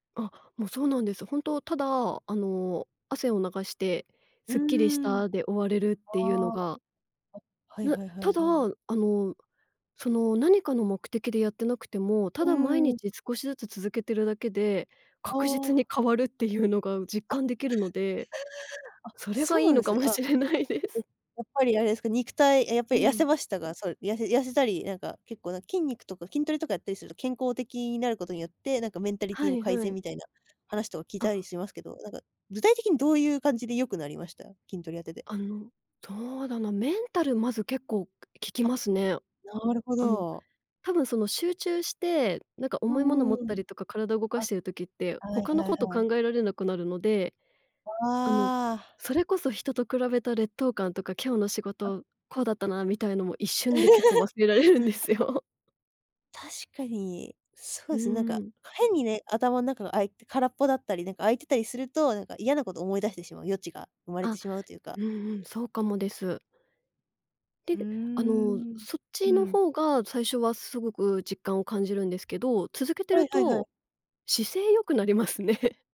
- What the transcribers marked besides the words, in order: other background noise; laugh; laughing while speaking: "いいのかもしれないです"; laughing while speaking: "忘れられるんですよ"; laugh; other noise; laugh
- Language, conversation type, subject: Japanese, podcast, 他人と比べないようにするには、どうすればいいですか？